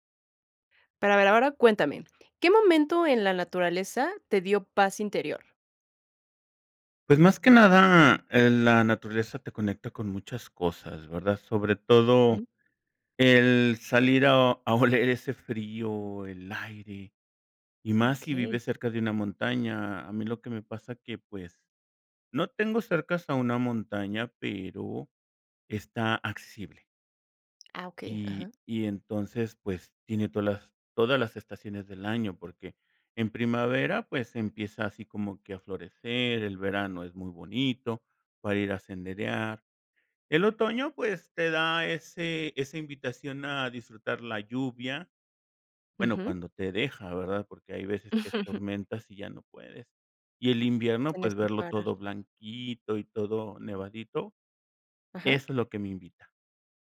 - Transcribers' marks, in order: other background noise; laugh; tapping
- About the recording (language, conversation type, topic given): Spanish, podcast, ¿Qué momento en la naturaleza te dio paz interior?